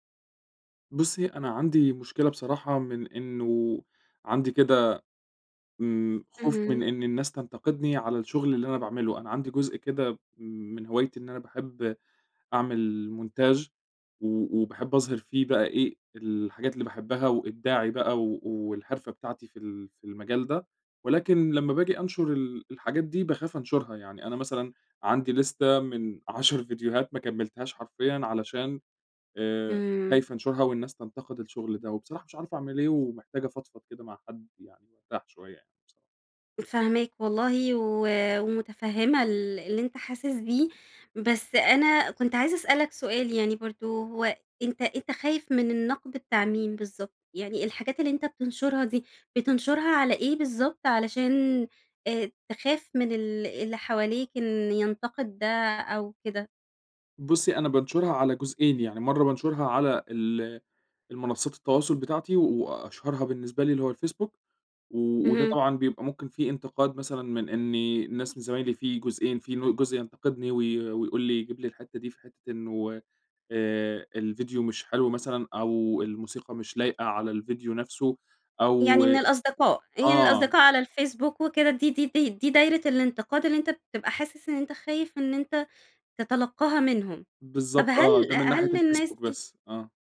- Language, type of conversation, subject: Arabic, advice, إزاي أقدر أتغلّب على خوفي من النقد اللي بيمنعني أكمّل شغلي الإبداعي؟
- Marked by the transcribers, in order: in French: "montage"; in English: "ليستة"